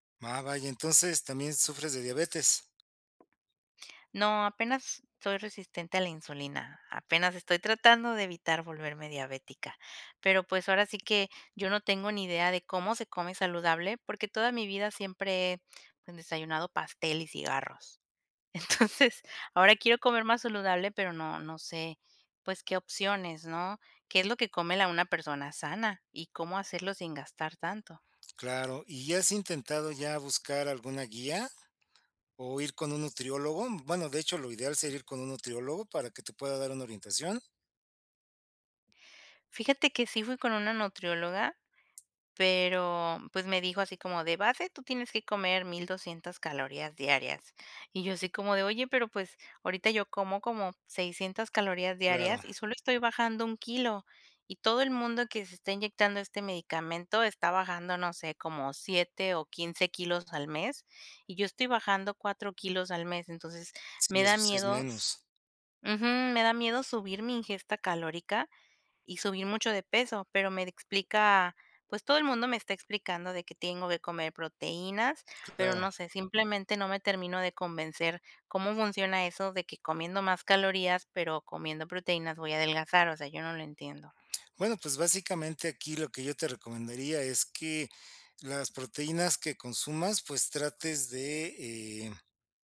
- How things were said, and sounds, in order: tapping; laughing while speaking: "Entonces"; other background noise
- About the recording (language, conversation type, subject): Spanish, advice, ¿Cómo puedo comer más saludable con un presupuesto limitado cada semana?
- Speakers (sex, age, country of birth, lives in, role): female, 30-34, Mexico, Mexico, user; male, 55-59, Mexico, Mexico, advisor